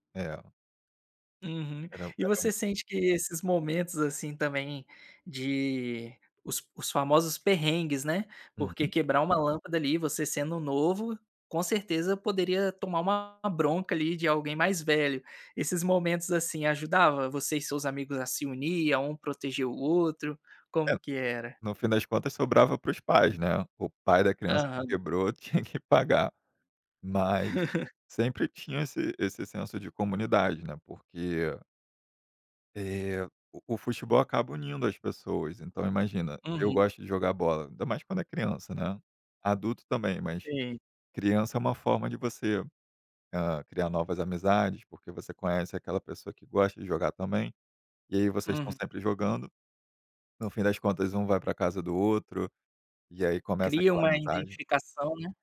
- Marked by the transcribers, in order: laughing while speaking: "tinha que pagar"; chuckle; tapping
- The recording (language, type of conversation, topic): Portuguese, podcast, Como o esporte une as pessoas na sua comunidade?